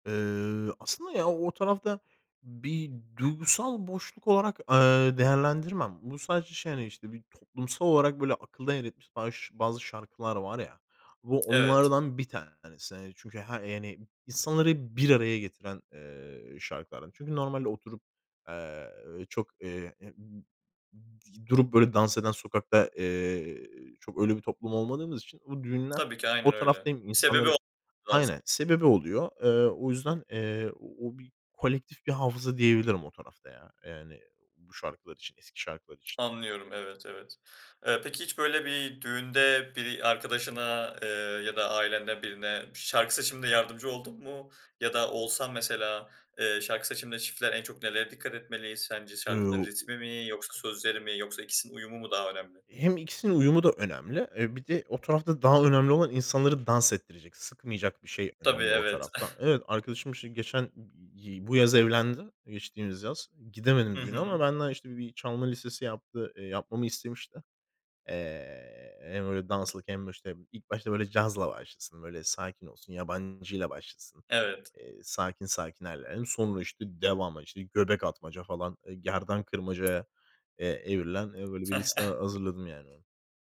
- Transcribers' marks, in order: other background noise; tapping; chuckle; chuckle
- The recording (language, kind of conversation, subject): Turkish, podcast, Hangi şarkı düğün veya nişanla en çok özdeşleşiyor?